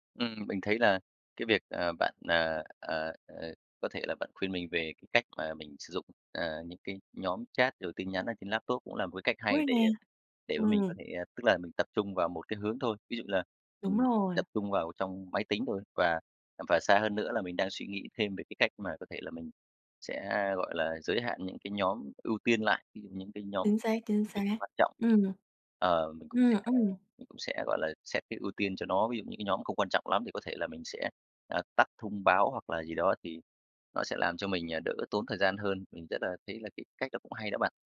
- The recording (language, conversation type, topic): Vietnamese, advice, Làm thế nào để bạn bớt dùng mạng xã hội để tập trung hoàn thành công việc?
- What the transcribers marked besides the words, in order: tapping; other background noise